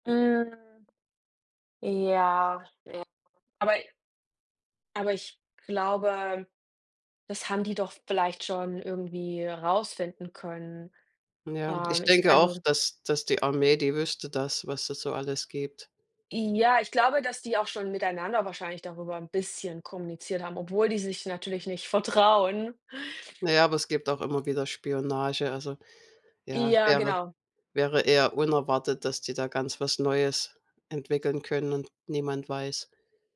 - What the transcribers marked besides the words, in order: stressed: "vertrauen"
- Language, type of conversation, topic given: German, unstructured, Warum glaubst du, dass manche Menschen an UFOs glauben?